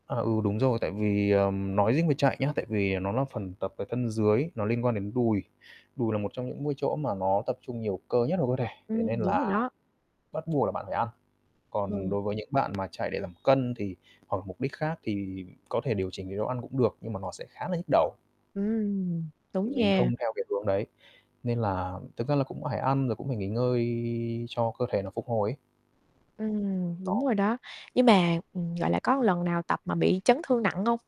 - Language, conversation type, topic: Vietnamese, podcast, Bạn giữ động lực tập thể dục như thế nào?
- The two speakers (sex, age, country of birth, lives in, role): female, 25-29, Vietnam, Vietnam, host; male, 30-34, Vietnam, Vietnam, guest
- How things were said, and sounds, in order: static; tapping; distorted speech